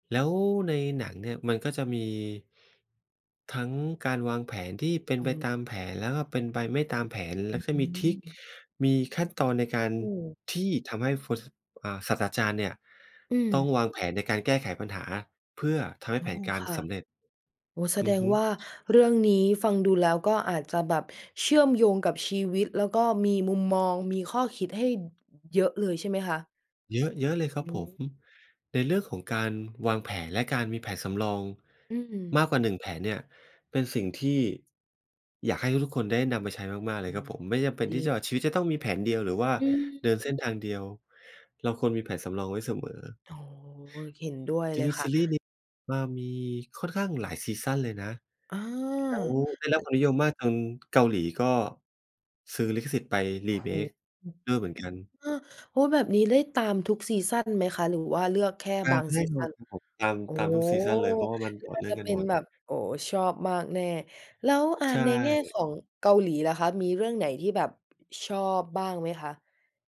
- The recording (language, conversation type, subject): Thai, podcast, ซีรีส์เรื่องโปรดของคุณคือเรื่องอะไร และทำไมถึงชอบ?
- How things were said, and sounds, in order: other background noise; in English: "remake"; drawn out: "โอ้"